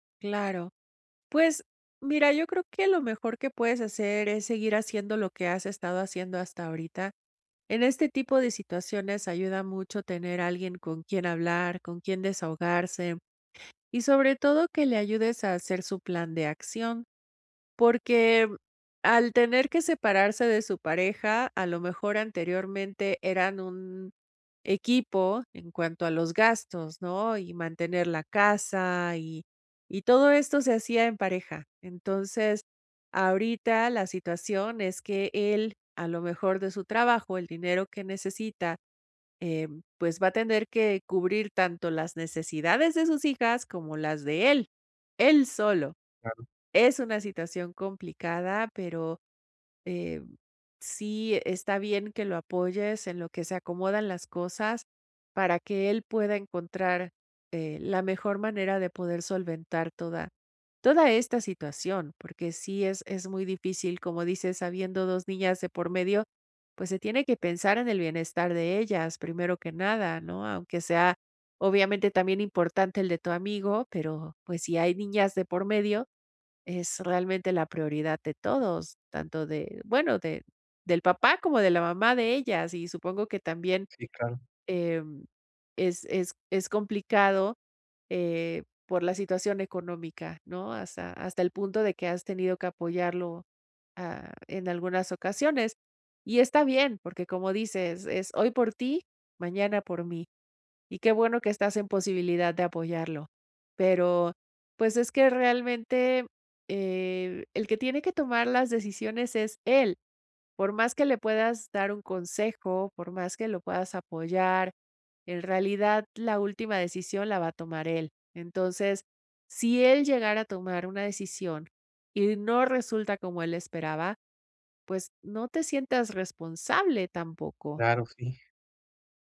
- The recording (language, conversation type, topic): Spanish, advice, ¿Cómo puedo apoyar a alguien que está atravesando cambios importantes en su vida?
- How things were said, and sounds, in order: none